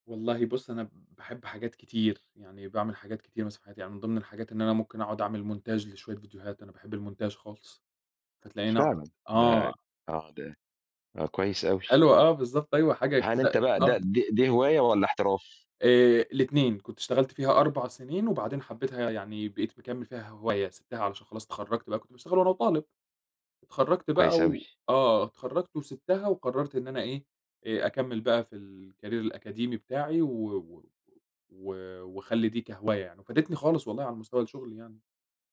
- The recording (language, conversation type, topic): Arabic, podcast, إزاي بتتعامل مع ضغط الشغل اليومي؟
- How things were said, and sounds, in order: in English: "montage"; in English: "الmontage"; tapping; unintelligible speech; in English: "الcareer"